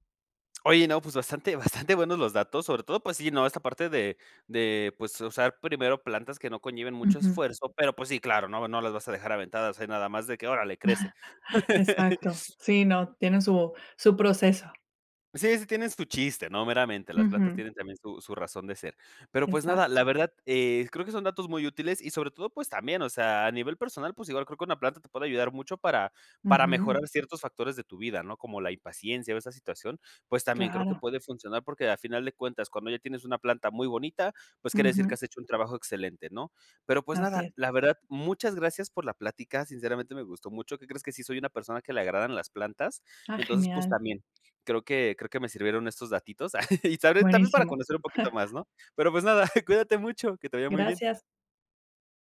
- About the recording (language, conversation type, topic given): Spanish, podcast, ¿Qué te ha enseñado la experiencia de cuidar una planta?
- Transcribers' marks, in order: chuckle; tapping; chuckle